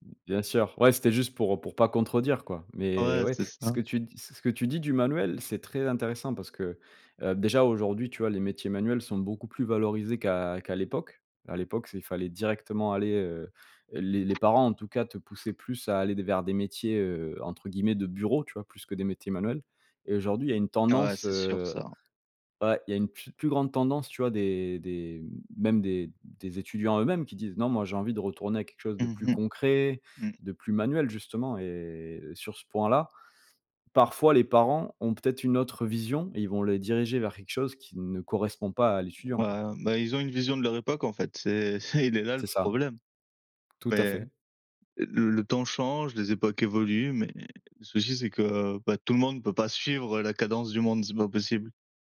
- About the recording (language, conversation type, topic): French, unstructured, Faut-il donner plus de liberté aux élèves dans leurs choix d’études ?
- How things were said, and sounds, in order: other background noise; other noise; chuckle